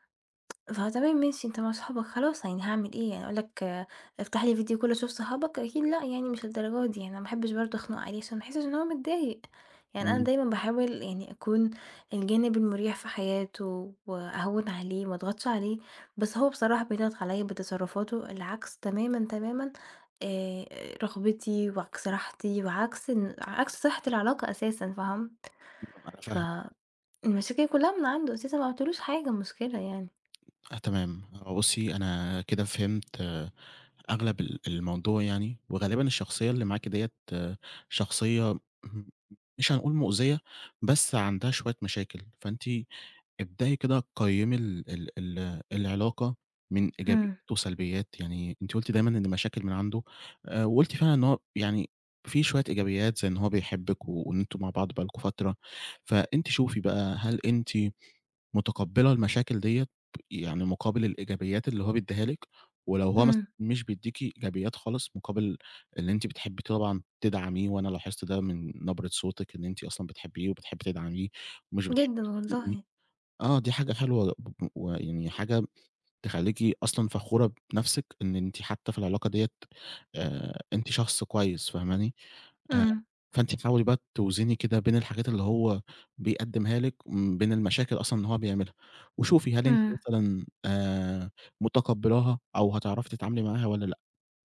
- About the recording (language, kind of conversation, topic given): Arabic, advice, إزاي أقرر أسيب ولا أكمل في علاقة بتأذيني؟
- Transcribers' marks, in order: in English: "video call"; tapping